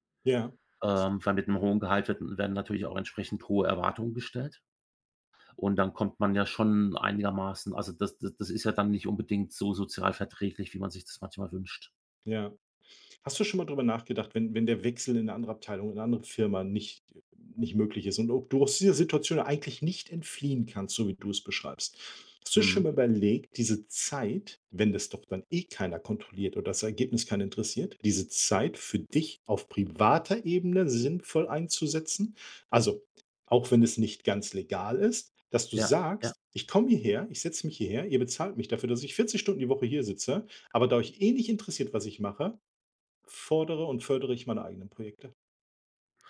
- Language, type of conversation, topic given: German, advice, Warum fühlt sich mein Job trotz guter Bezahlung sinnlos an?
- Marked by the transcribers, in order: other background noise; stressed: "Zeit"; stressed: "privater"